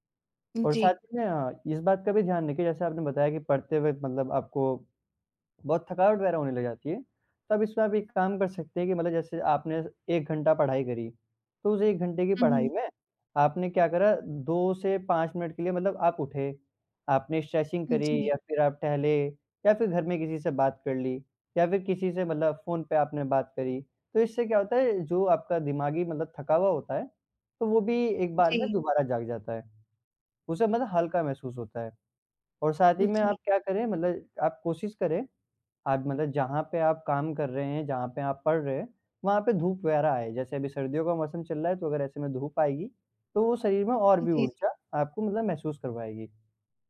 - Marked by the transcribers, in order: other background noise; in English: "स्ट्रेचिंग"
- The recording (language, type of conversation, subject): Hindi, advice, दिनभर मेरी ऊर्जा में उतार-चढ़ाव होता रहता है, मैं इसे कैसे नियंत्रित करूँ?